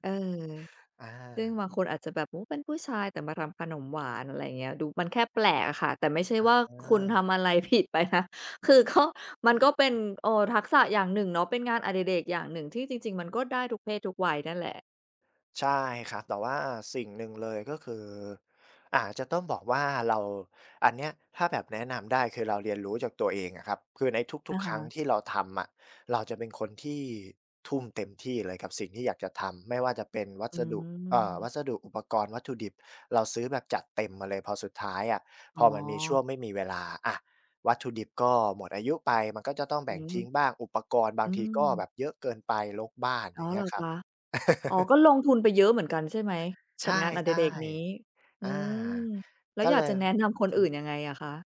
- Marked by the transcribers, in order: laughing while speaking: "ผิดไปนะ คือก็"; laugh; other background noise
- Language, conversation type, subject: Thai, podcast, งานอดิเรกอะไรที่คุณอยากแนะนำให้คนอื่นลองทำดู?